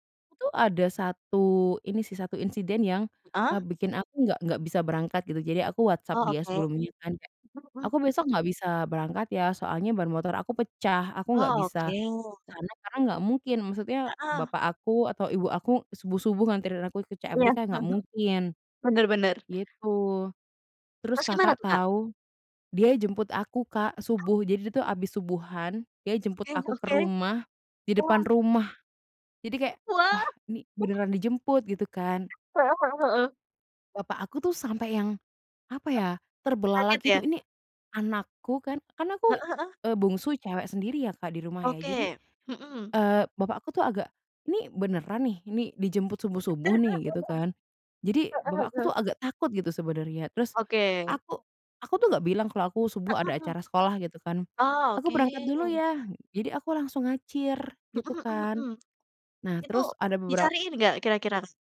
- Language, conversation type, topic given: Indonesian, unstructured, Pernahkah kamu melakukan sesuatu yang nekat demi cinta?
- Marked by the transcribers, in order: other background noise; other noise; tapping; laugh